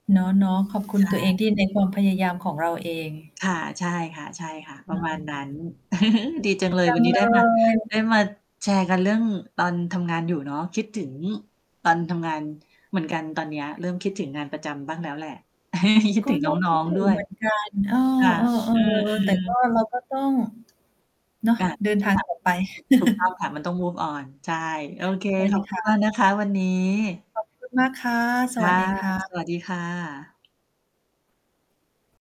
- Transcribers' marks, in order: static; distorted speech; chuckle; laugh; other background noise; laugh; in English: "move on"; tapping
- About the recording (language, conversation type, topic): Thai, unstructured, คุณมีวิธีเฉลิมฉลองความสำเร็จในการทำงานอย่างไร?